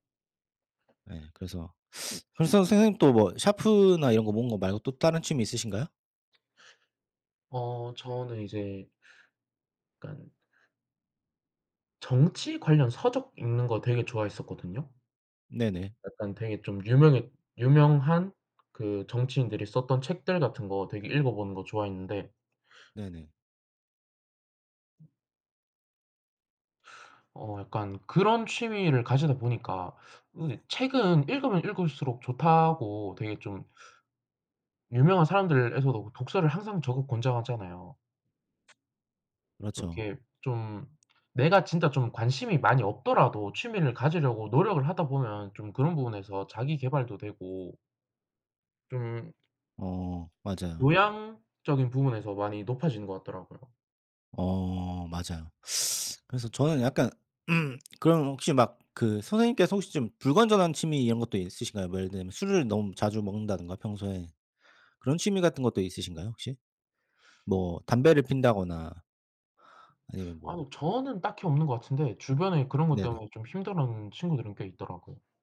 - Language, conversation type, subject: Korean, unstructured, 취미 활동에 드는 비용이 너무 많을 때 상대방을 어떻게 설득하면 좋을까요?
- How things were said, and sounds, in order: tapping; teeth sucking; other background noise; teeth sucking; throat clearing